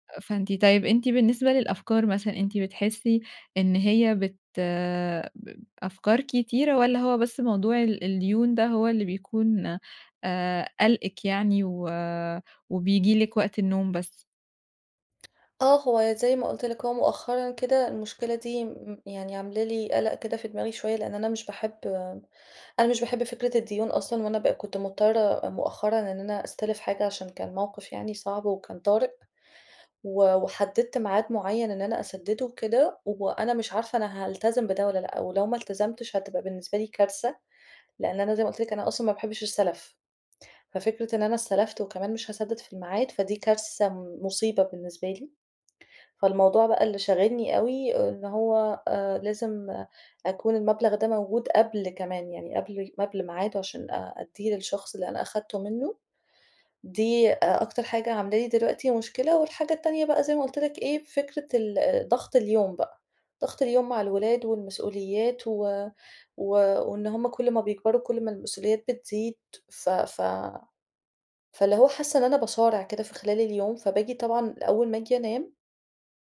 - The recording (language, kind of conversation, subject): Arabic, advice, إزاي أقدر أنام لما الأفكار القلقة بتفضل تتكرر في دماغي؟
- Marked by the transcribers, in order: tapping